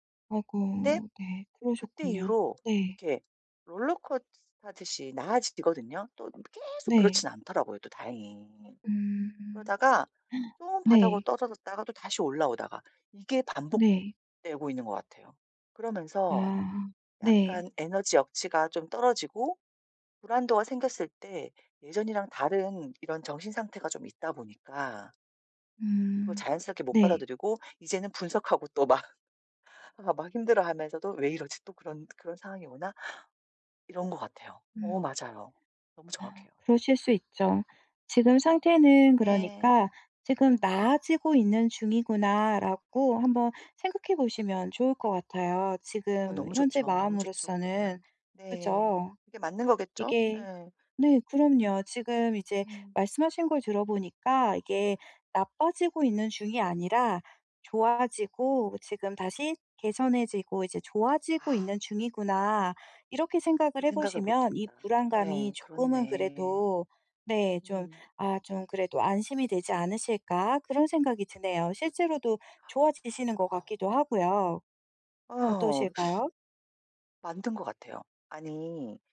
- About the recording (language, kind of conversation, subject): Korean, advice, 불안이 찾아올 때 그 감정을 어떻게 자연스럽게 받아들일 수 있나요?
- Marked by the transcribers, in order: other background noise; gasp; gasp; teeth sucking